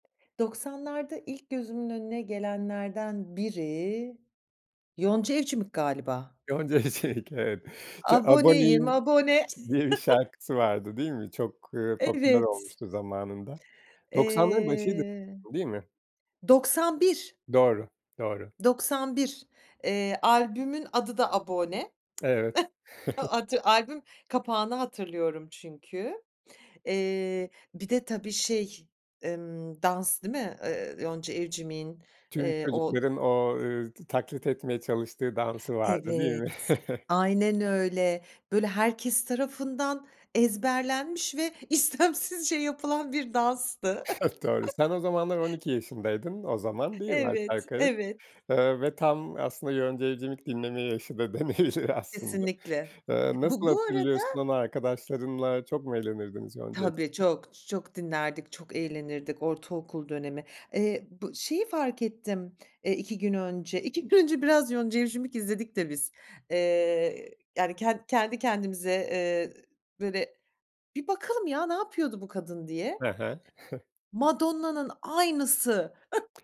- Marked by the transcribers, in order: laughing while speaking: "Evcimik evet"; chuckle; chuckle; chuckle; chuckle; laughing while speaking: "denebilir aslında"; chuckle
- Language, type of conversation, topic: Turkish, podcast, Nostalji seni en çok hangi döneme götürür ve neden?